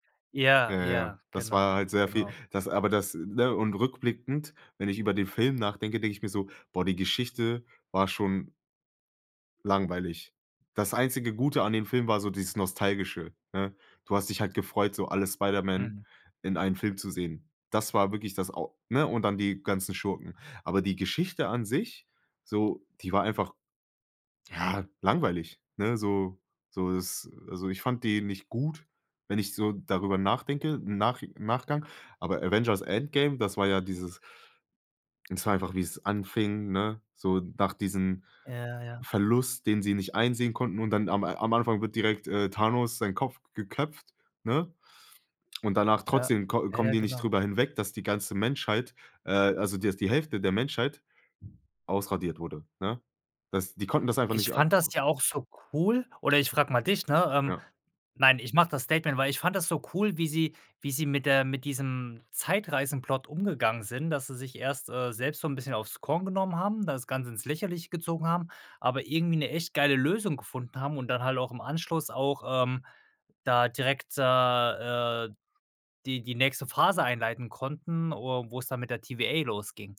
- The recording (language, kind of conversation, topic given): German, podcast, Welche Filmszene kannst du nie vergessen, und warum?
- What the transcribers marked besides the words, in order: other noise